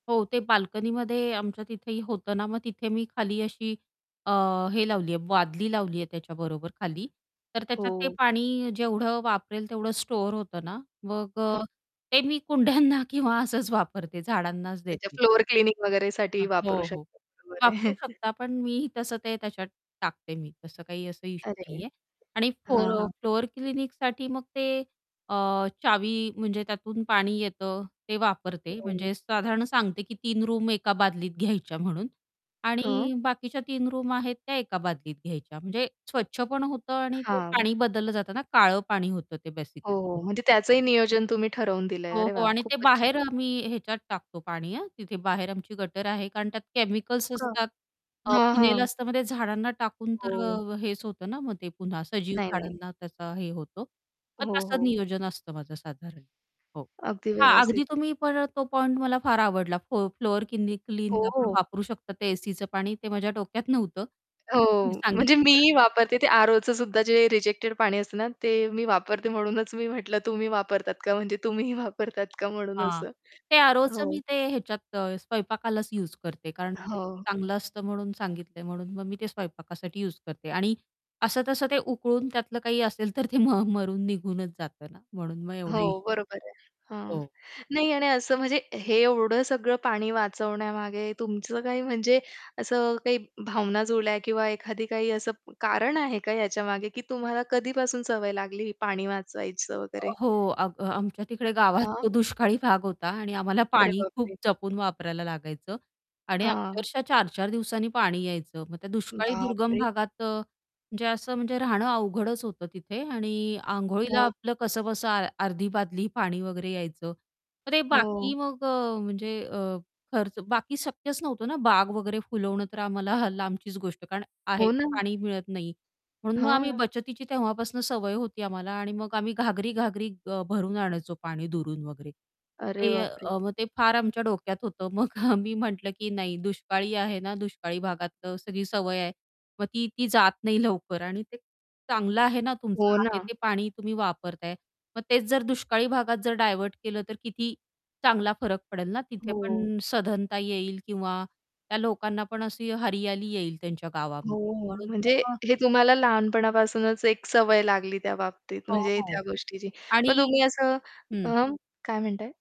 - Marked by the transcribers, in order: tapping; static; distorted speech; laughing while speaking: "कुंड्यांना किंवा असंच वापरते, झाडांनाच देते"; in English: "फ्लोअर क्लीनिंग"; laughing while speaking: "बरोबर आहे"; in English: "फ्लोअर क्लीनिंगसाठी"; in English: "रूम"; in English: "रूम"; other background noise; in English: "बेसिकली"; "फिनाइल" said as "फिनेल"; in English: "फ्लोअर किनिक क्लीन"; "क्लीनिंग" said as "किनिक क्लीन"; laughing while speaking: "हो"; in English: "रिजेक्टेड"; laughing while speaking: "म्हणजे तुम्हीही वापरतात का म्हणून असं?"; laughing while speaking: "तर ते म मरून निघूनच जातं ना म्हणून"; laughing while speaking: "गावात तो दुष्काळी भाग होता"; chuckle; laughing while speaking: "मग आम्ही म्हटलं, की नाही"; chuckle
- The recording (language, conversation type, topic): Marathi, podcast, पाणी वाचवण्याचे सोपे उपाय